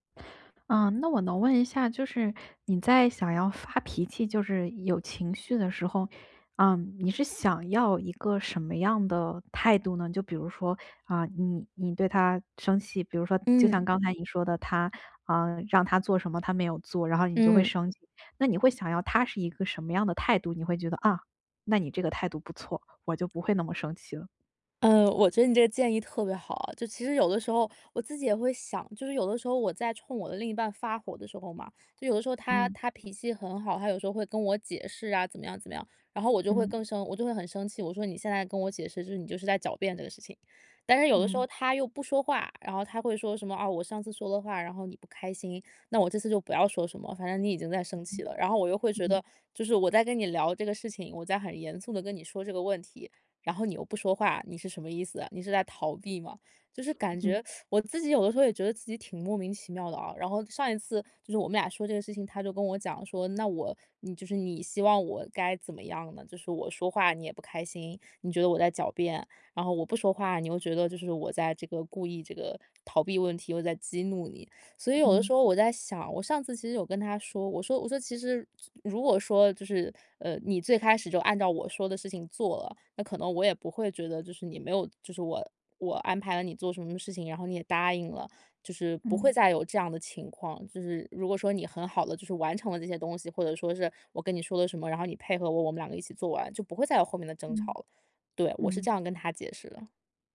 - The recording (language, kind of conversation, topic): Chinese, advice, 我怎样才能更好地识别并命名自己的情绪？
- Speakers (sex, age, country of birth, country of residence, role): female, 30-34, China, United States, advisor; female, 30-34, China, United States, user
- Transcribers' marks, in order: tapping; teeth sucking